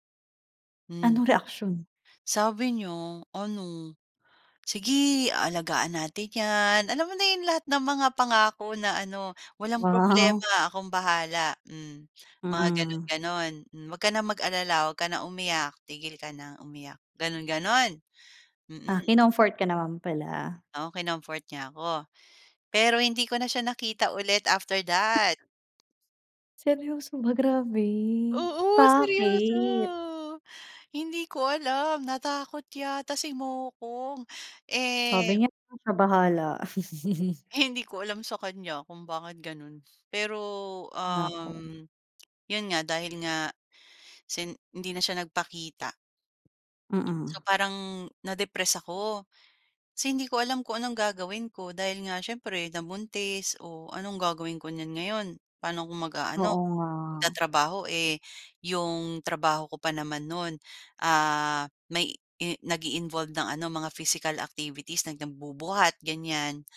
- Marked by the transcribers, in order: other background noise; in English: "Wow"; tapping; wind; laugh; tongue click; in English: "na-depress"; in English: "nag-i-involve"; in English: "physical activities"
- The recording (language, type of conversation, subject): Filipino, podcast, May tao bang biglang dumating sa buhay mo nang hindi mo inaasahan?